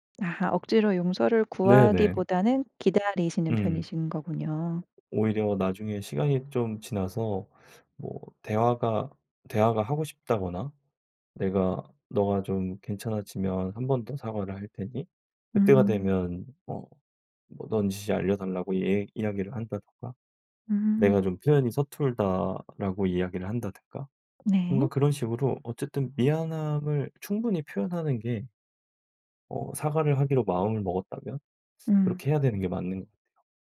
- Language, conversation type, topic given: Korean, podcast, 사과할 때 어떤 말이 가장 효과적일까요?
- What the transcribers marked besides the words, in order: other background noise; tapping